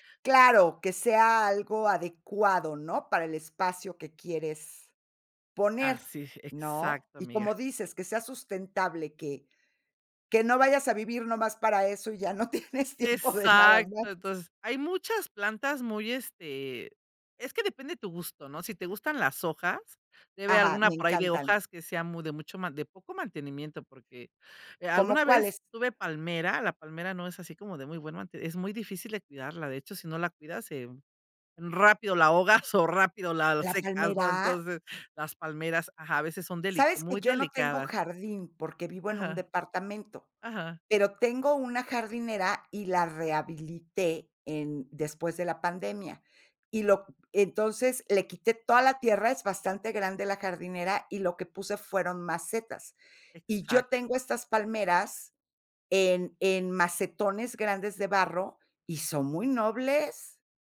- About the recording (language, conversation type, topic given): Spanish, podcast, ¿Cómo puedo montar un jardín sencillo y fácil de cuidar?
- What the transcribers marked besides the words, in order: laughing while speaking: "tienes tiempo de nada más"